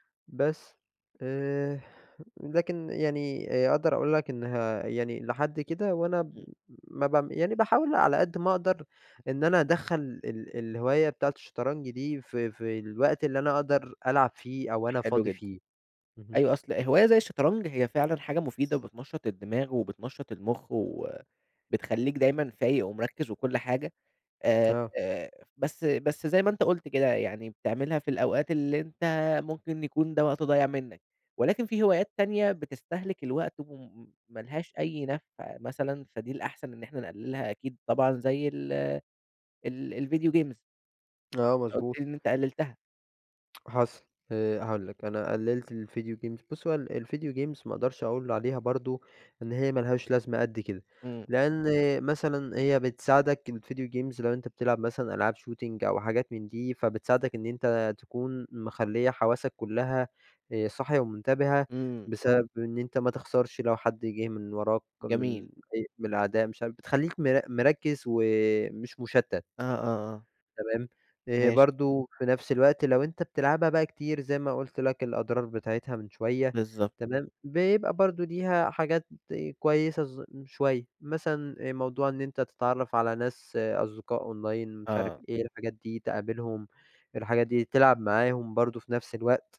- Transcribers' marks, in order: other background noise; in English: "الvideo games"; tapping; in English: "video games"; in English: "video games"; in English: "video games"; in English: "shooting"
- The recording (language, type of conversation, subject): Arabic, podcast, هل الهواية بتأثر على صحتك الجسدية أو النفسية؟